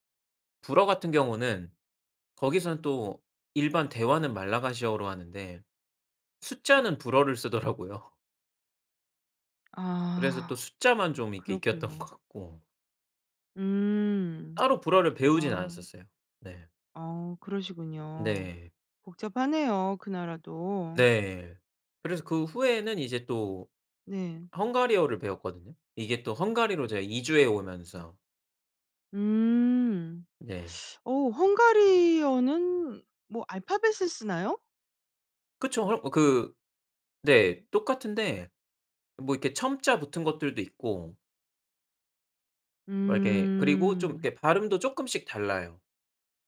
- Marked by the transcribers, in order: laughing while speaking: "쓰더라고요"; other background noise; laughing while speaking: "익혔던 것"; tapping
- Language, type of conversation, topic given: Korean, podcast, 언어가 당신에게 어떤 의미인가요?